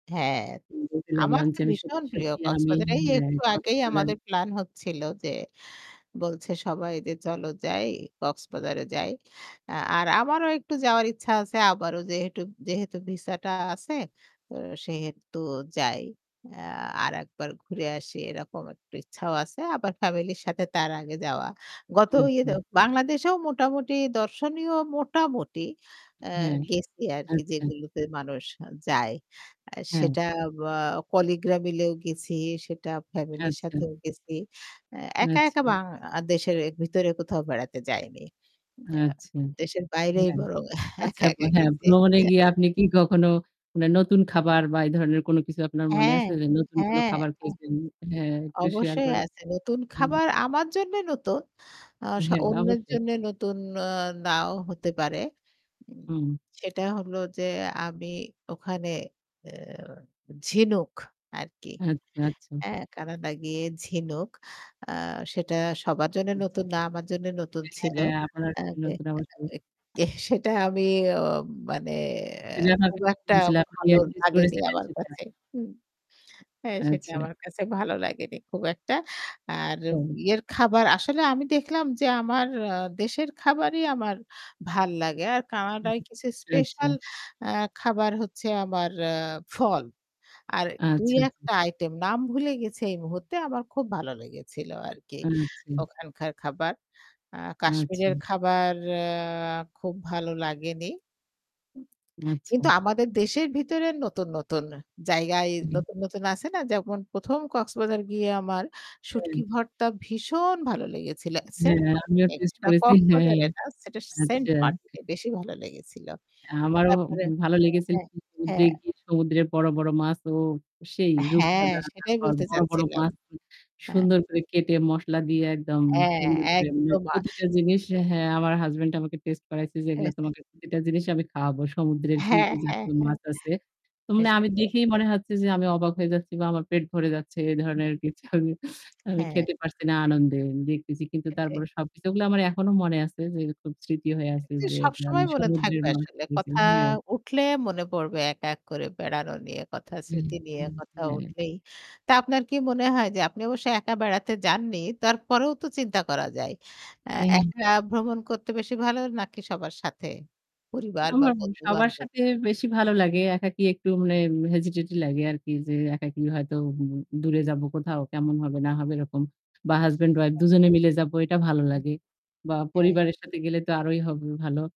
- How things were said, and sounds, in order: static; "যেহেতু" said as "যেহেটু"; laughing while speaking: "একা, একা গেছি"; unintelligible speech; unintelligible speech; distorted speech; chuckle; unintelligible speech; laughing while speaking: "আমি"; unintelligible speech
- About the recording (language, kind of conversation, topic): Bengali, unstructured, কোন ধরনের ভ্রমণে আপনি সবচেয়ে বেশি আনন্দ পান?